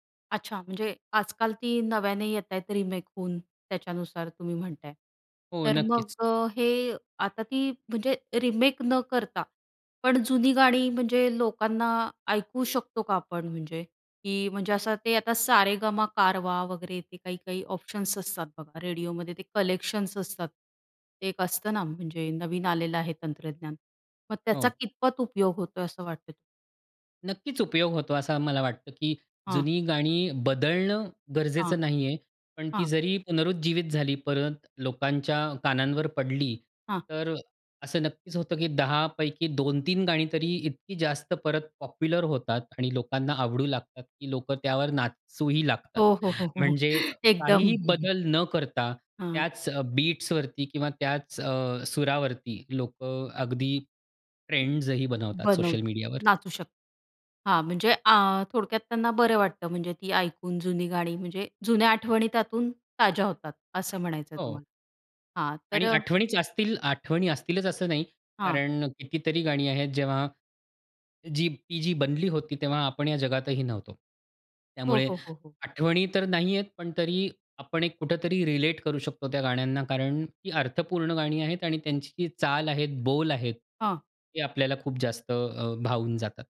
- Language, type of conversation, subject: Marathi, podcast, काही जुनी गाणी पुन्हा लोकप्रिय का होतात, असं तुम्हाला का वाटतं?
- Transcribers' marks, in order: in English: "कलेक्शन्स"; laughing while speaking: "हो, हो, हो, हो. एकदम"; tapping